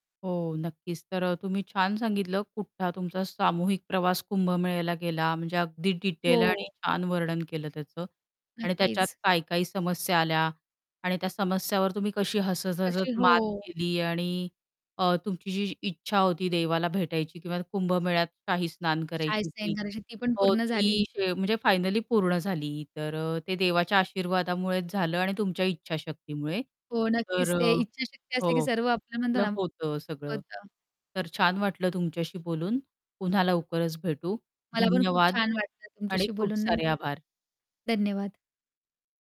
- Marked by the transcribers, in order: static; distorted speech; unintelligible speech
- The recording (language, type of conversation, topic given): Marathi, podcast, तुम्हाला कोणता सामूहिक प्रवासाचा अनुभव खास वाटतो?